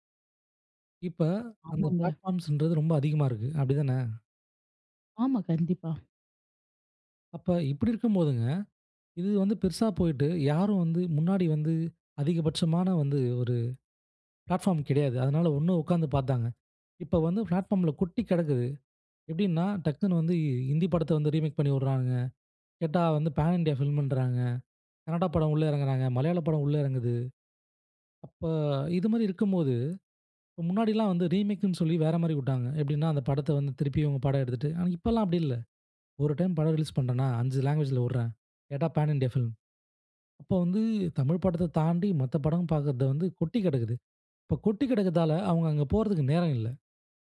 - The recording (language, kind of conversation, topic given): Tamil, podcast, சிறு கால வீடியோக்கள் முழுநீளத் திரைப்படங்களை மிஞ்சி வருகிறதா?
- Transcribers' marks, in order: in English: "பிளாட்ஃபார்ம்ஸ்ன்றது"; in English: "பிளாட்ஃபார்ம்"; in English: "பிளாட்ஃபார்ம்ல"; in English: "ரீமேக்"; in English: "பேன் இண்டியா ஃபிலிம்"; in English: "ரீமேக்னு"; in English: "லாங்குவேஜ்ல"; in English: "பேன் இண்டியா ஃபிலிம்"